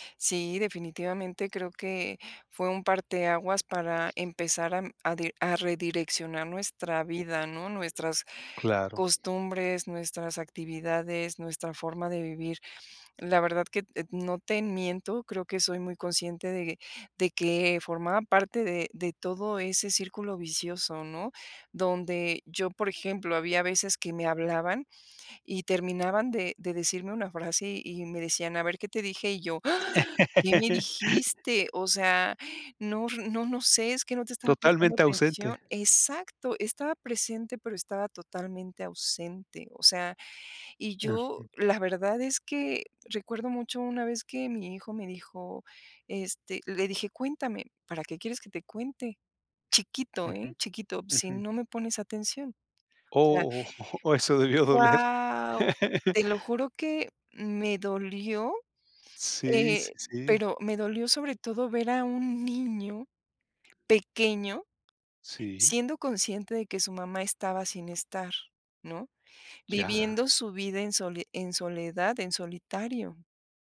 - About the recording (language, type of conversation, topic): Spanish, podcast, ¿Qué pequeño placer cotidiano te alegra el día?
- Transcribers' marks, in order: other background noise; laugh; surprised: "Ah, ¿qué me dijiste?"; laughing while speaking: "eso debió doler"; laugh